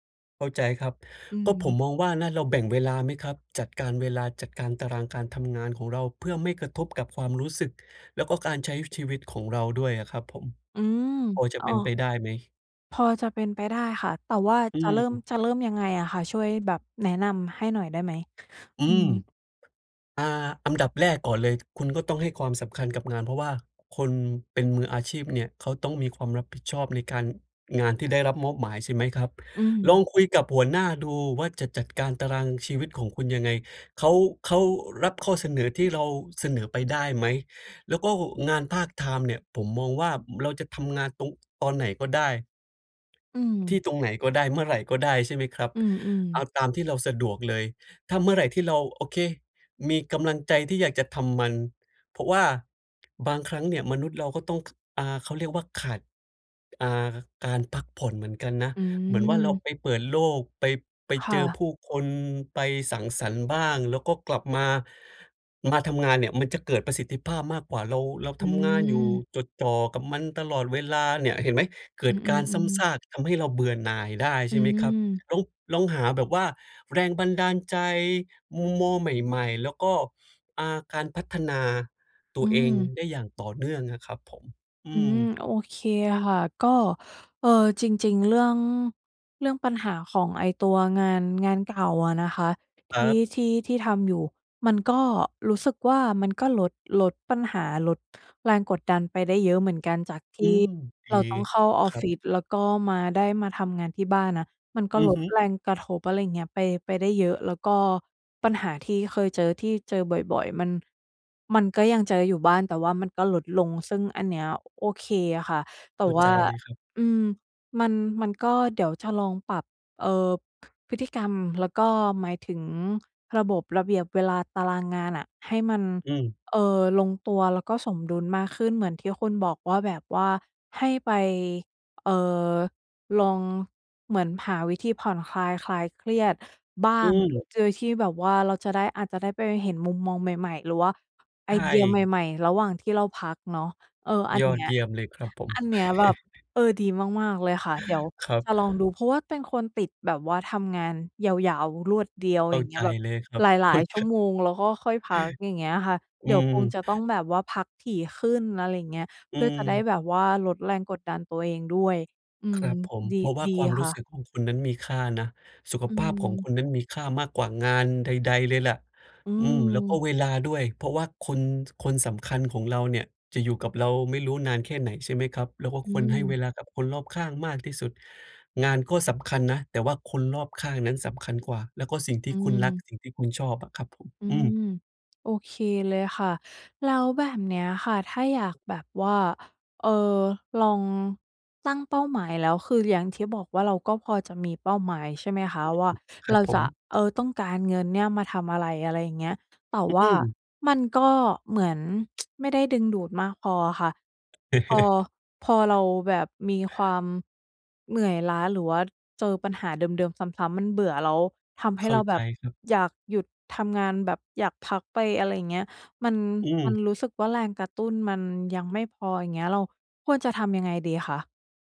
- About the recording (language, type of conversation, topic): Thai, advice, จะรับมืออย่างไรเมื่อรู้สึกเหนื่อยกับความซ้ำซากแต่ยังต้องทำต่อ?
- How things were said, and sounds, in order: other noise; "อันดับ" said as "อำดับ"; other background noise; tapping; chuckle; laughing while speaking: "เข้าจะ"; chuckle; tsk; chuckle